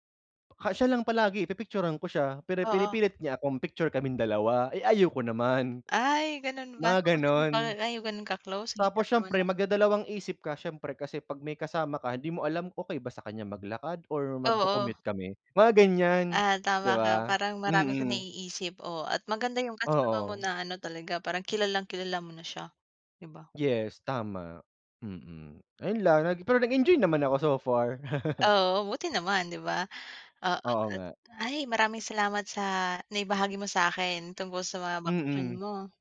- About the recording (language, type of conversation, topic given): Filipino, unstructured, Anong uri ng lugar ang gusto mong puntahan kapag nagbabakasyon?
- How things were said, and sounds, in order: laugh